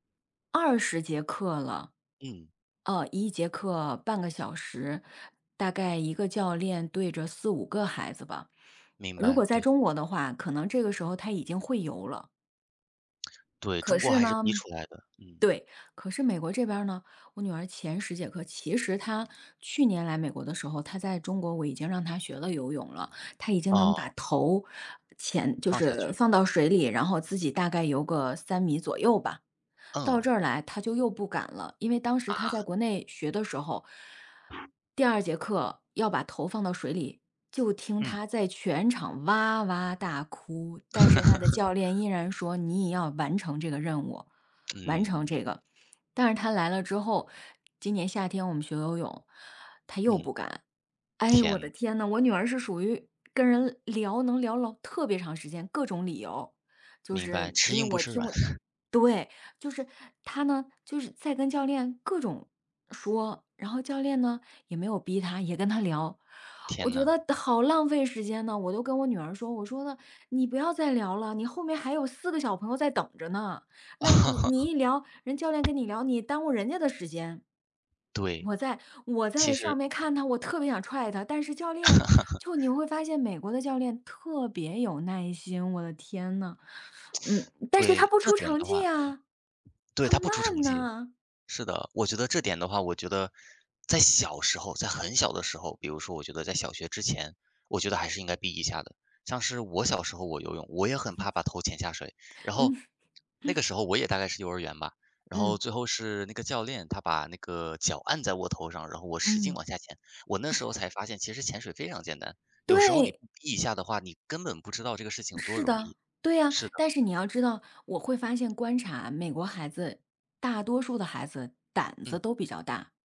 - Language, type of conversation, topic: Chinese, unstructured, 家长应该干涉孩子的学习吗？
- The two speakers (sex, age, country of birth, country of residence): female, 40-44, China, United States; male, 18-19, China, United States
- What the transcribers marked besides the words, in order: other background noise; chuckle; tapping; chuckle; chuckle; chuckle; other noise; chuckle; chuckle